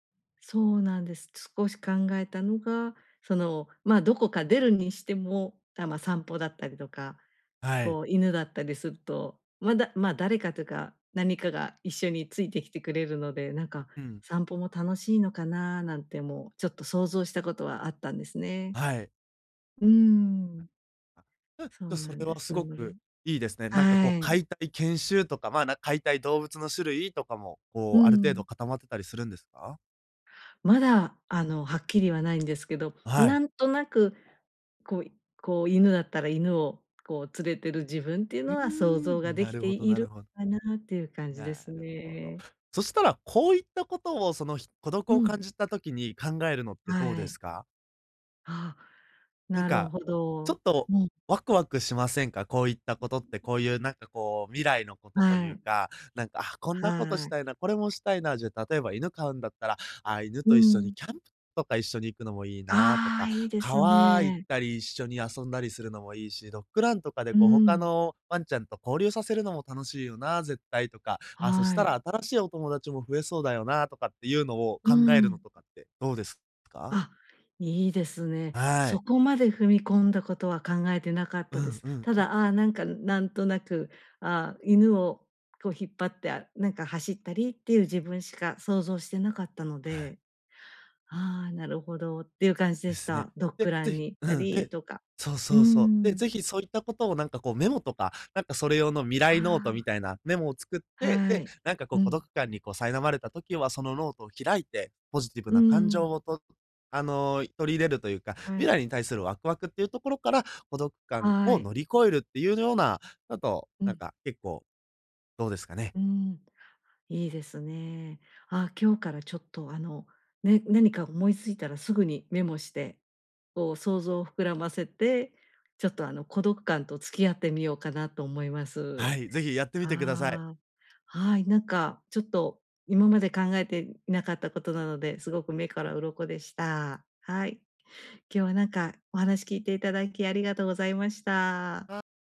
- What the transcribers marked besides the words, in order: other noise; other background noise; tapping; unintelligible speech
- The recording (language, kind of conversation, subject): Japanese, advice, 別れた後の孤独感をどうやって乗り越えればいいですか？